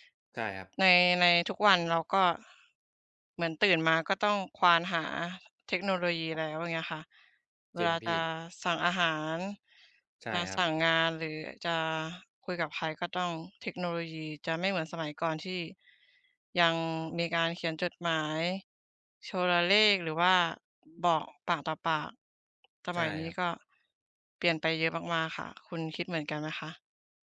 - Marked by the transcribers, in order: tapping; other background noise
- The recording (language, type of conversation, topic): Thai, unstructured, เทคโนโลยีได้เปลี่ยนแปลงวิถีชีวิตของคุณอย่างไรบ้าง?